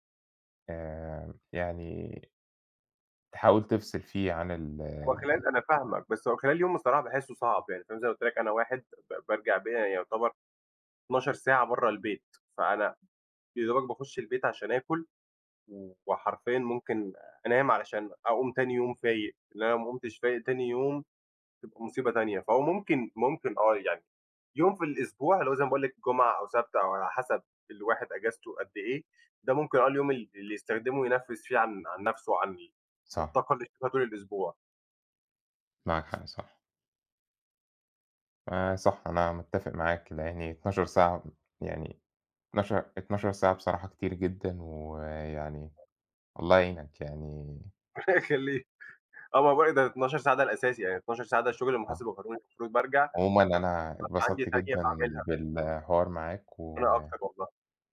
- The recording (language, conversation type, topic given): Arabic, unstructured, إزاي تحافظ على توازن بين الشغل وحياتك؟
- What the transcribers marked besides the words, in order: unintelligible speech; other background noise; laughing while speaking: "الله يخلّيك"; tapping; unintelligible speech